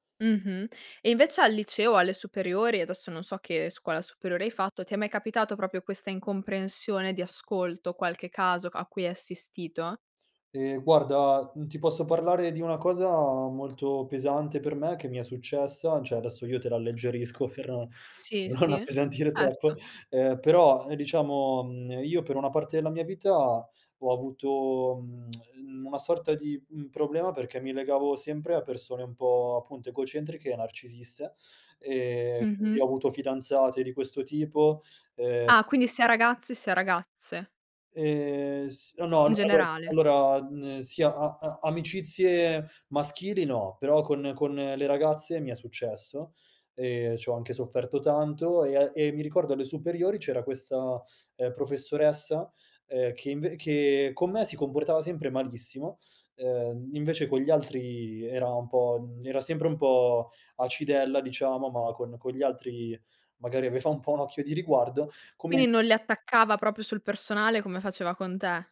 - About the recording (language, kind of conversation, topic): Italian, podcast, Che ruolo ha l'ascolto nel creare fiducia?
- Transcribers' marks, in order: laughing while speaking: "per non per non appesantire troppo"; tongue click; "aveva" said as "avefa"